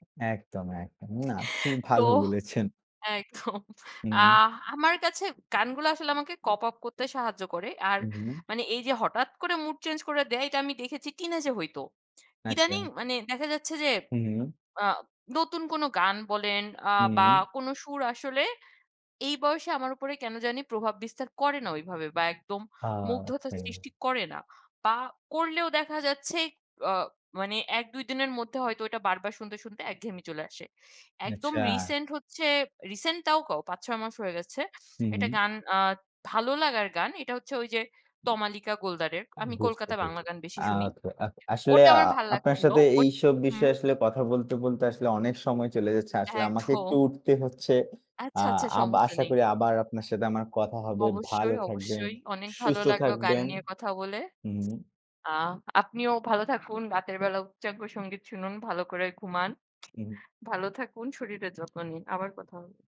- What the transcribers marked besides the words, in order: laughing while speaking: "তো, একদম"; unintelligible speech; tapping; laughing while speaking: "একদম"; other background noise
- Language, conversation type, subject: Bengali, unstructured, কোন গান শুনলে আপনার মন খুশি হয়?